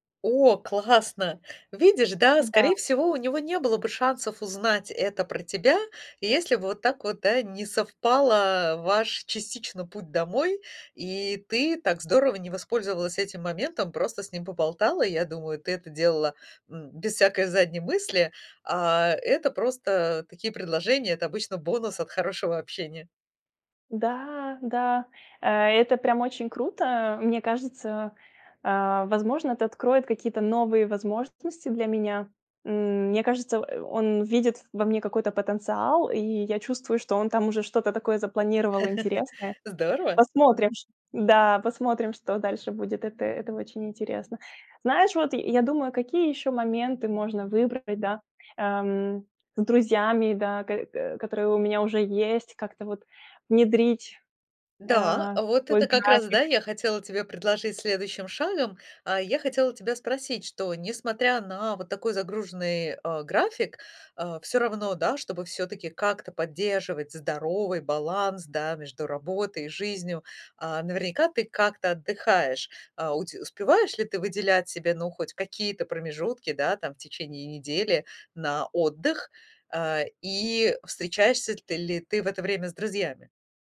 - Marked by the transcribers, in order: other background noise; giggle
- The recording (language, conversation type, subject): Russian, advice, Как заводить новые знакомства и развивать отношения, если у меня мало времени и энергии?